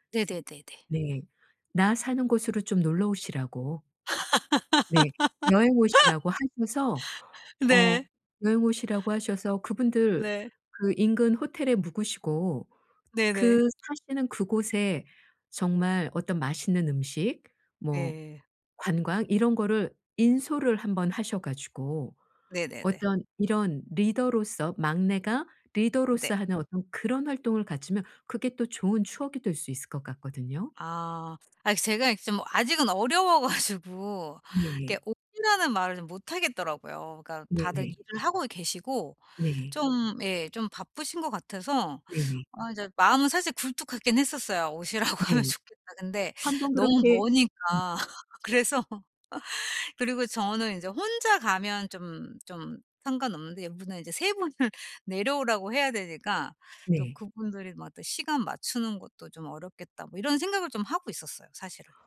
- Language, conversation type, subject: Korean, advice, 친구 모임에서 대화에 어떻게 자연스럽게 참여할 수 있을까요?
- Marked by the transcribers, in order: laugh; other background noise; tapping; laughing while speaking: "가지고"; laughing while speaking: "'오시라.고"; laughing while speaking: "머니까 그래서"; laughing while speaking: "세 분을"